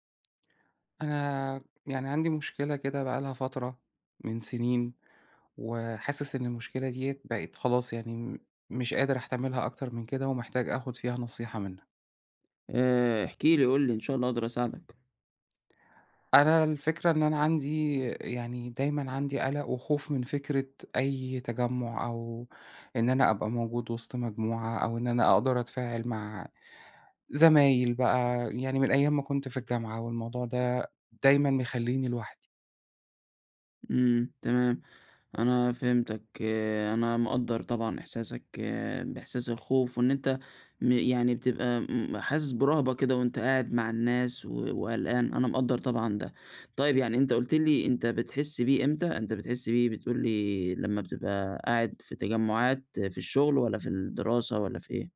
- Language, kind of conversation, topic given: Arabic, advice, إزاي أقدر أوصف قلقي الاجتماعي وخوفي من التفاعل وسط مجموعات؟
- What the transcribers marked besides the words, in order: none